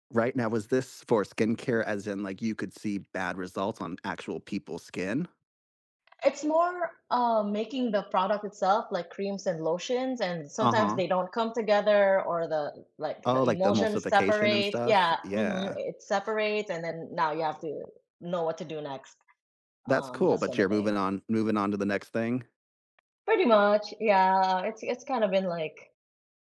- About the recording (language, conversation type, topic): English, unstructured, How do planning and improvisation each contribute to success at work?
- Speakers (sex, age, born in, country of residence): female, 30-34, Philippines, United States; male, 35-39, United States, United States
- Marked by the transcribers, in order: none